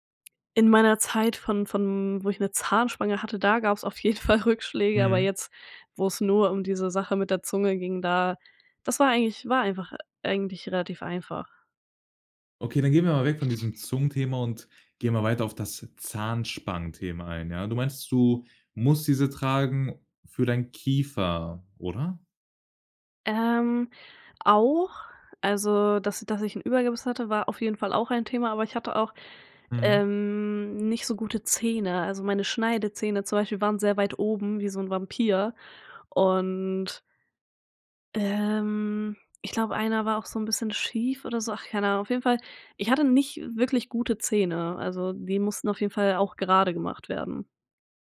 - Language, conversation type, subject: German, podcast, Kannst du von einer Situation erzählen, in der du etwas verlernen musstest?
- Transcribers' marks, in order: laughing while speaking: "Fall"